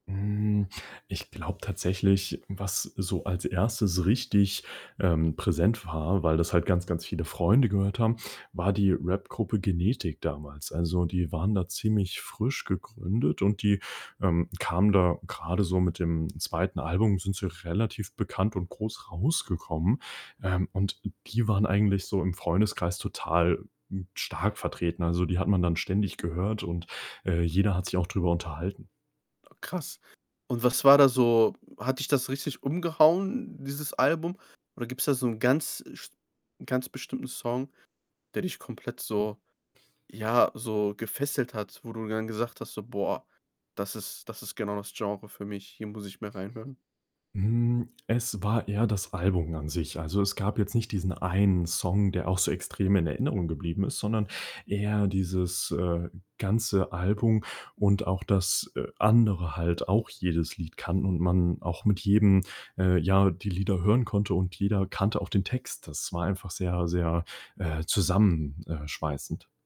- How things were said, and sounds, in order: other background noise; tapping
- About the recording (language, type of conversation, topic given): German, podcast, Welche Musik hat dich als Teenager geprägt?